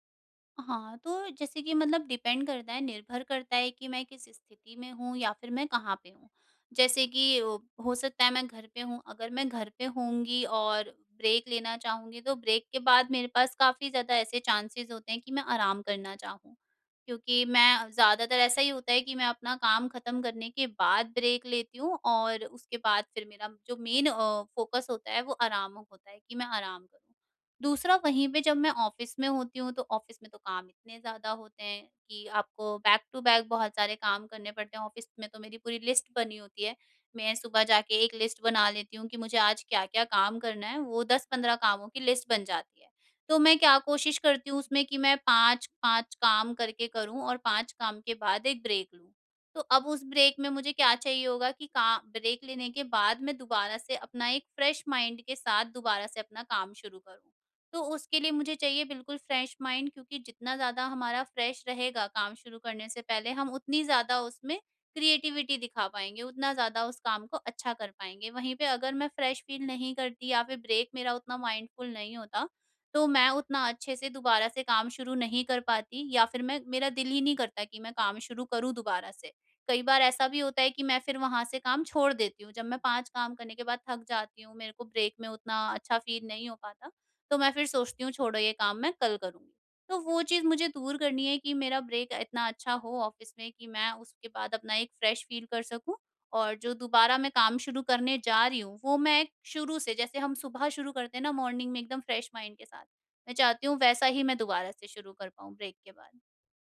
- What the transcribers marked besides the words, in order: in English: "डिपेंड"; in English: "ब्रेक"; in English: "ब्रेक"; in English: "चांसेस"; in English: "ब्रेक"; in English: "मेन"; in English: "फोकस"; in English: "ऑफिस"; in English: "ऑफिस"; in English: "बैक टू बैक"; in English: "ऑफिस"; in English: "लिस्ट"; in English: "लिस्ट"; in English: "लिस्ट"; in English: "ब्रेक"; in English: "ब्रेक"; in English: "ब्रेक"; in English: "फ्रेश माइंड"; in English: "फ्रेश माइंड"; in English: "फ्रेश"; in English: "क्रिएटिविटी"; in English: "फ्रेश फील"; in English: "ब्रेक"; in English: "माइंडफुल"; in English: "ब्रेक"; in English: "फील"; in English: "ब्रेक"; in English: "ऑफिस"; in English: "फ्रेश फील"; in English: "मॉर्निंग"; in English: "फ्रेश माइंड"; in English: "ब्रेक"
- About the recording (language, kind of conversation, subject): Hindi, advice, काम के बीच में छोटी-छोटी ब्रेक लेकर मैं खुद को मानसिक रूप से तरोताज़ा कैसे रख सकता/सकती हूँ?